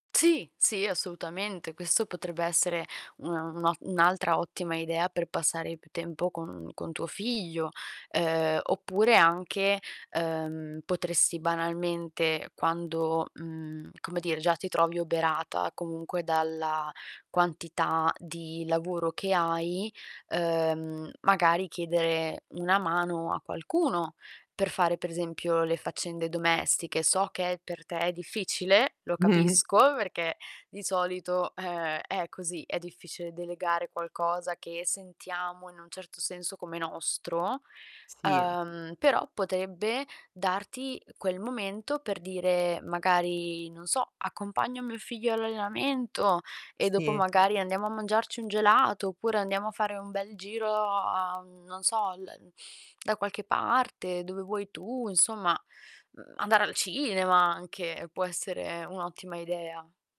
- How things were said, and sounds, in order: static; distorted speech; "potresti" said as "potressi"; other background noise; laughing while speaking: "perchè"; laughing while speaking: "Mh-mh"
- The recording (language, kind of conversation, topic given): Italian, advice, Come posso gestire il senso di colpa per non passare abbastanza tempo con i miei figli?